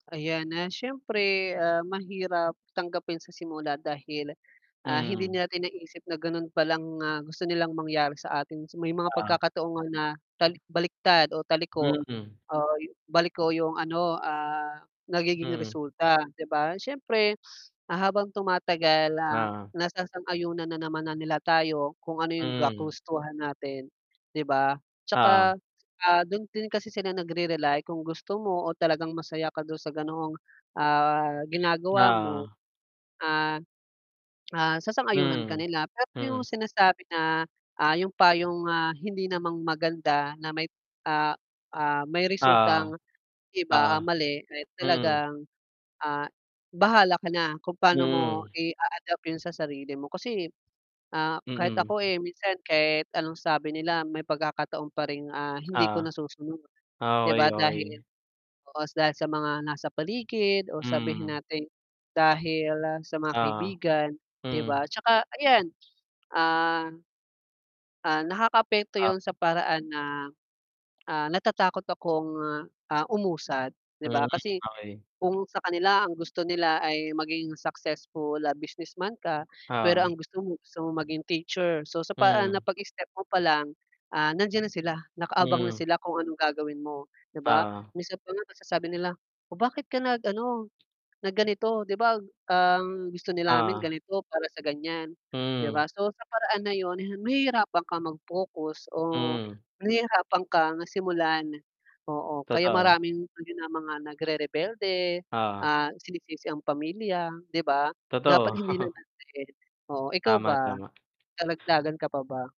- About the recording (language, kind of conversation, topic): Filipino, unstructured, Ano ang pinakamahalagang payo na natanggap mo tungkol sa buhay?
- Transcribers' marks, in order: static; tapping; distorted speech; drawn out: "ah"; mechanical hum; "namin" said as "nilamin"; chuckle